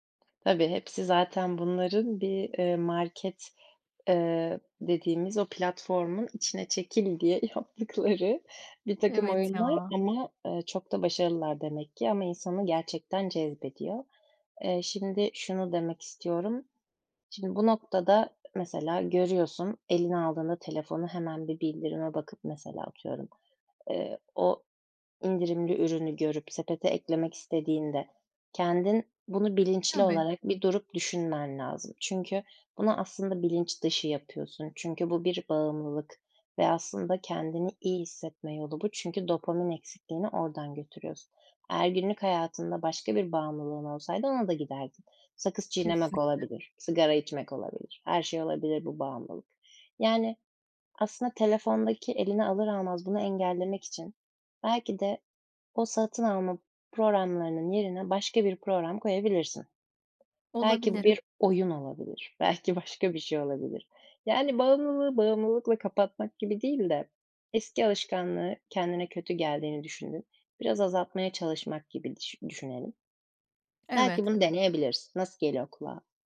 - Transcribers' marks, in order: other background noise; tapping; laughing while speaking: "yaptıkları"; "programlarının" said as "proğramlarının"; "program" said as "proğram"
- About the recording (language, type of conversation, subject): Turkish, advice, Anlık satın alma dürtülerimi nasıl daha iyi kontrol edip tasarruf edebilirim?